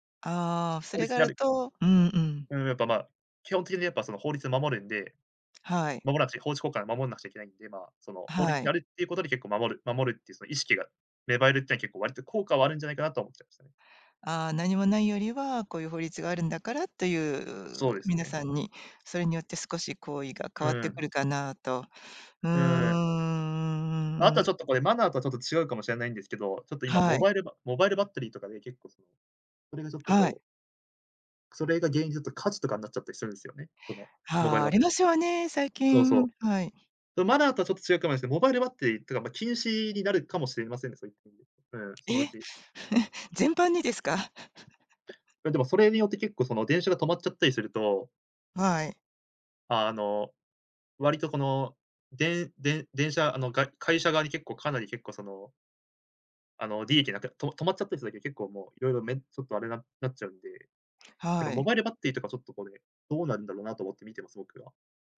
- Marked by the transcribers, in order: "守らなくちゃ" said as "まもらくちゃ"; other background noise; chuckle; chuckle
- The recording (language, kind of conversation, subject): Japanese, podcast, 電車内でのスマホの利用マナーで、あなたが気になることは何ですか？